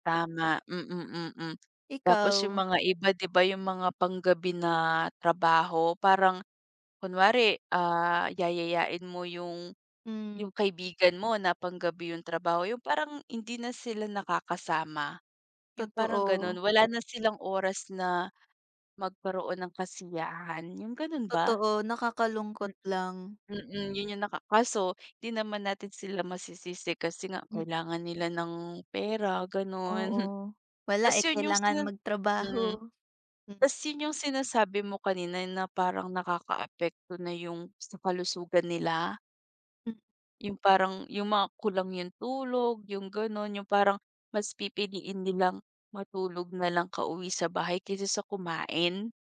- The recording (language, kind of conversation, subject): Filipino, unstructured, Paano mo pinamamahalaan ang oras mo sa pagitan ng trabaho at pahinga?
- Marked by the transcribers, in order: other background noise; tapping